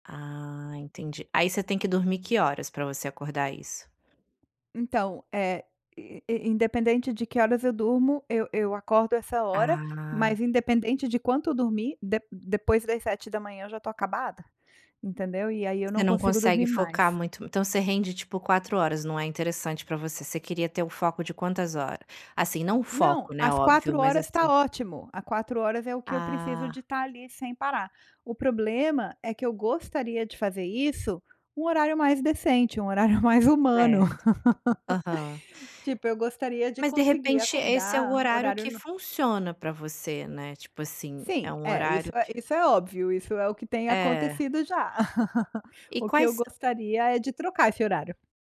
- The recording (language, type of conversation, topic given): Portuguese, advice, Como posso entrar em foco profundo rapidamente antes do trabalho?
- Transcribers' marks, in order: tapping; laugh; laugh